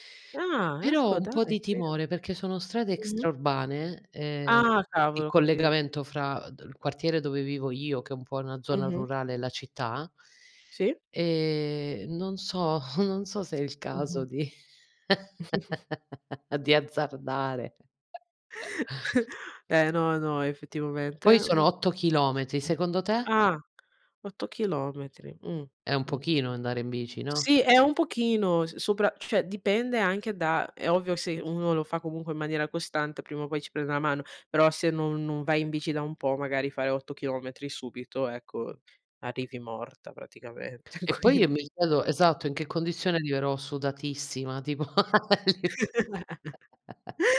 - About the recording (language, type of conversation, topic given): Italian, unstructured, Qual è il ricordo più felice della tua infanzia?
- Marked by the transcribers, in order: laughing while speaking: "non"; chuckle; other noise; other background noise; tapping; "cioè" said as "ceh"; laughing while speaking: "quindi"; chuckle; laughing while speaking: "a li"; chuckle